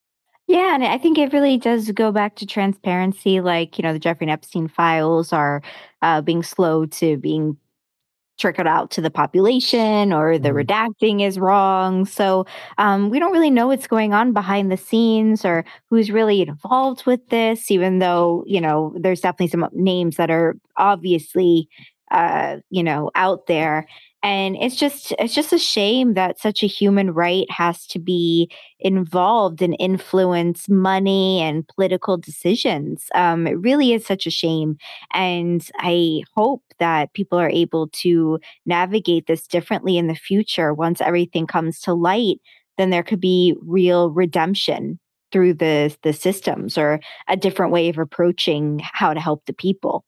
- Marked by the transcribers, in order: "trickled" said as "trickered"; distorted speech; other background noise
- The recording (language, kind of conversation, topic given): English, unstructured, What is your opinion on how money influences political decisions?